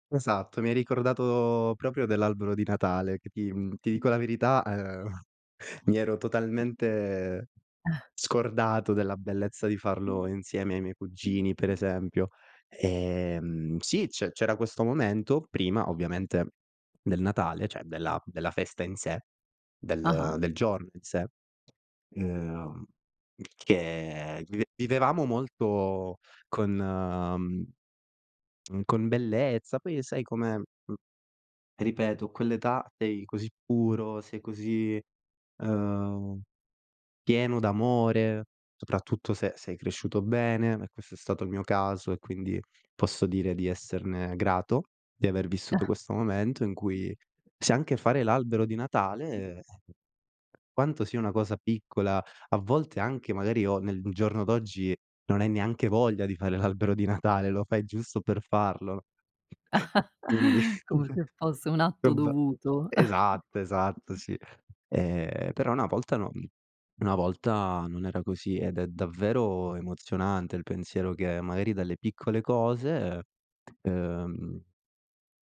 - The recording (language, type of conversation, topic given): Italian, podcast, Qual è una tradizione di famiglia che ti emoziona?
- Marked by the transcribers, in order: "proprio" said as "propio"; tapping; chuckle; "cioè" said as "ceh"; other background noise; lip smack; chuckle; laughing while speaking: "l'albero"; chuckle; chuckle